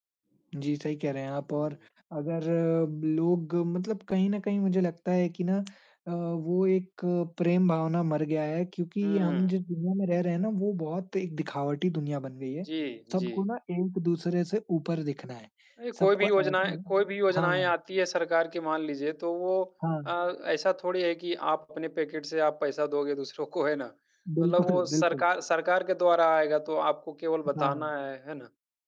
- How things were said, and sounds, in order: tapping; laughing while speaking: "बिल्कुल"
- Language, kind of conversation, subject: Hindi, unstructured, सरकारी योजनाओं का लाभ हर व्यक्ति तक कैसे पहुँचाया जा सकता है?